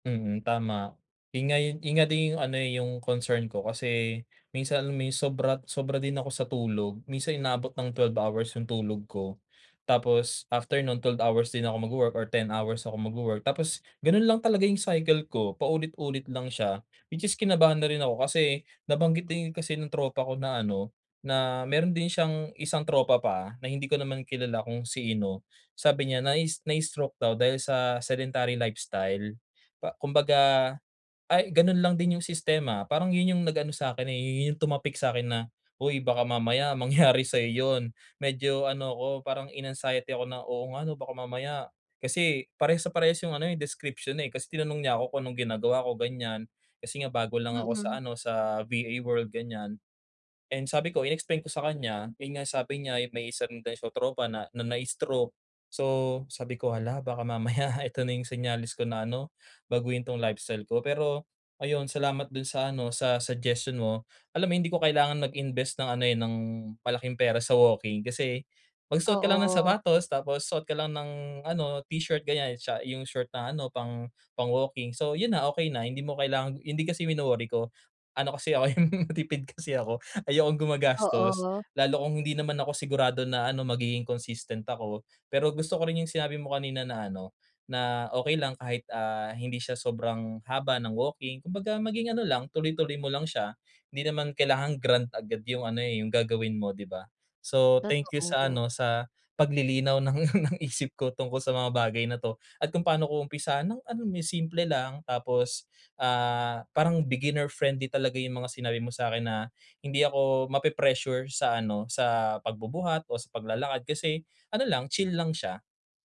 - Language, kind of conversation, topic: Filipino, advice, Paano ako makakabuo ng regular na iskedyul ng pag-eehersisyo?
- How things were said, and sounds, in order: in English: "sedentary lifestyle"; chuckle; chuckle; laughing while speaking: "matipid kasi ako"; laughing while speaking: "ng"